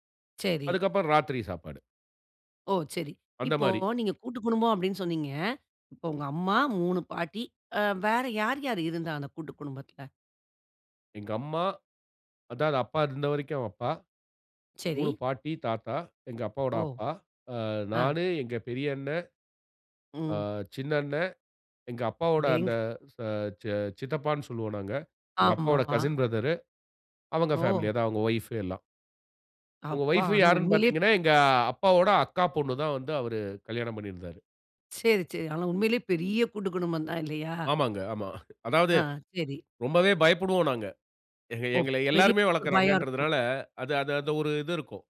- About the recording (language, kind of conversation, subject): Tamil, podcast, உங்கள் குழந்தைகளுக்குக் குடும்பக் கலாச்சாரத்தை தலைமுறைதோறும் எப்படி கடத்திக் கொடுக்கிறீர்கள்?
- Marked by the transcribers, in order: in English: "கசின் ப்ரதரு"; chuckle